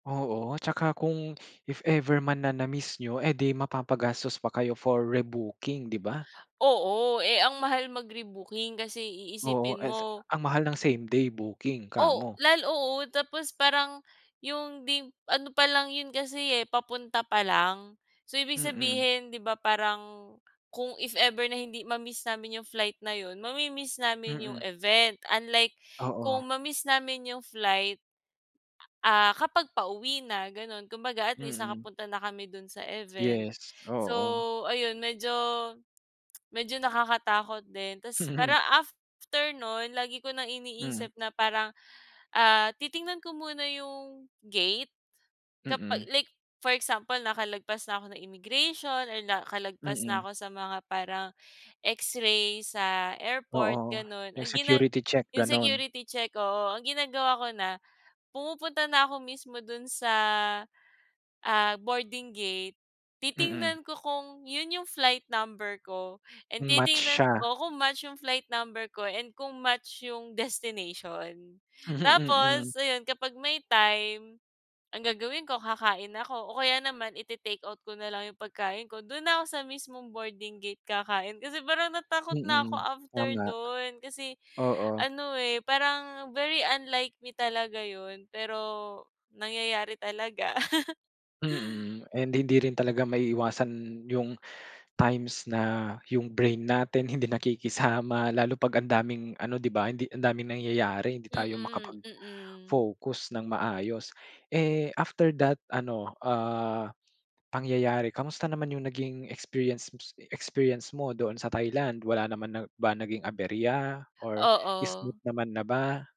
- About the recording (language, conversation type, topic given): Filipino, podcast, May naging aberya ka na ba sa biyahe na kinukuwento mo pa rin hanggang ngayon?
- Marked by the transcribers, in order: lip smack; laugh; in English: "security check"; unintelligible speech; chuckle; gasp